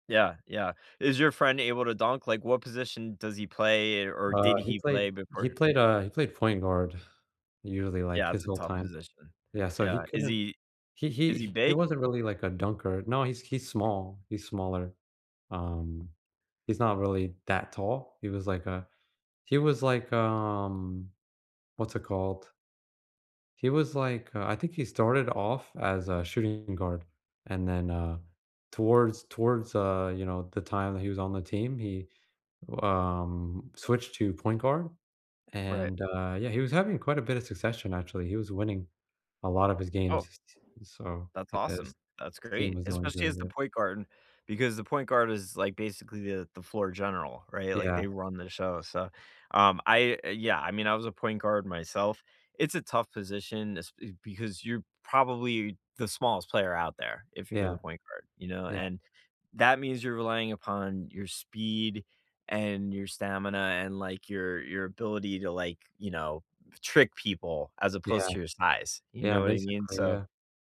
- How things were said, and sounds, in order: tapping; door
- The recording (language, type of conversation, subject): English, unstructured, Which childhood game or pastime still makes you smile, and what memory keeps it special?